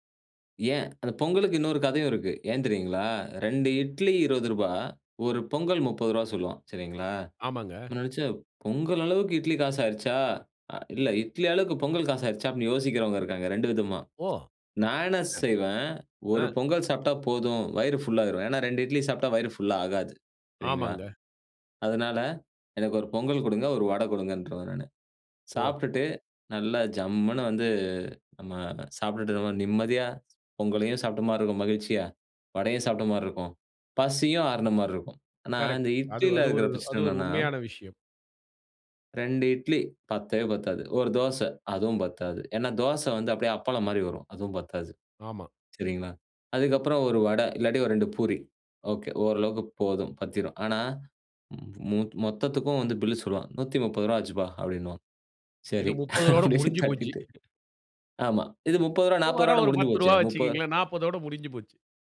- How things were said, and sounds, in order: other background noise; other noise; laughing while speaking: "அப்படின்னு கட்டிட்டு"; chuckle
- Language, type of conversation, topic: Tamil, podcast, உணவின் வாசனை உங்கள் உணர்வுகளை எப்படித் தூண்டுகிறது?